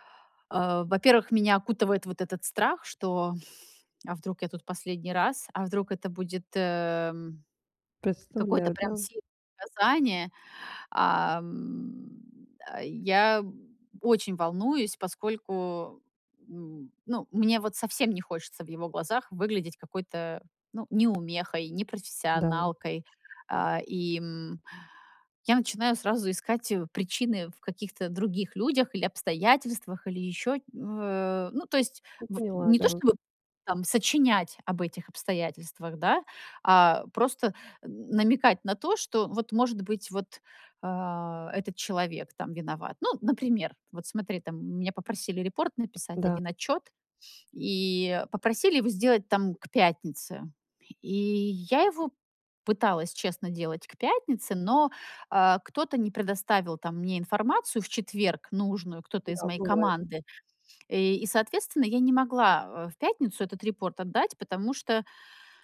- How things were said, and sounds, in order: none
- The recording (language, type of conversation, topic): Russian, advice, Как научиться признавать свои ошибки и правильно их исправлять?